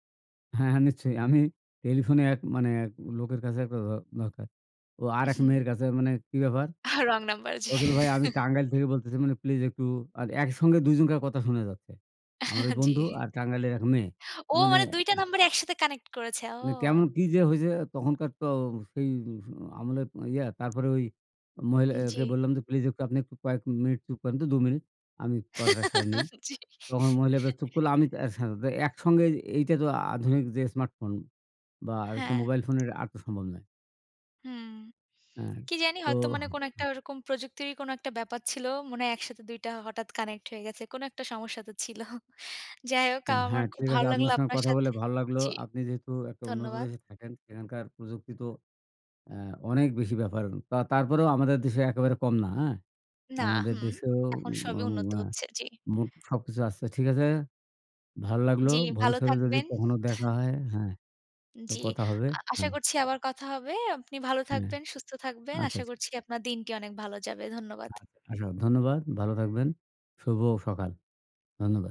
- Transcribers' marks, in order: none
- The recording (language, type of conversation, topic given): Bengali, unstructured, কোন প্রযুক্তিগত উদ্ভাবন আপনাকে সবচেয়ে বেশি আনন্দ দিয়েছে?